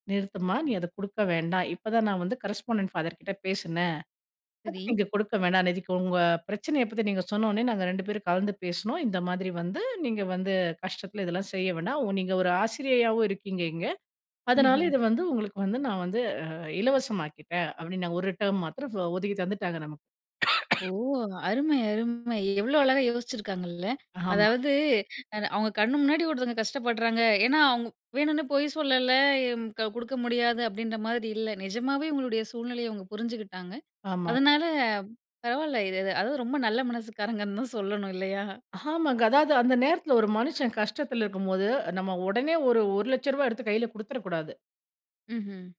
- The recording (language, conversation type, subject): Tamil, podcast, உங்கள் வாழ்க்கையில் வழிகாட்டி இல்லாமல் உங்கள் பயணம் எப்படி இருக்கும்?
- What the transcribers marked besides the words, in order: unintelligible speech; unintelligible speech; cough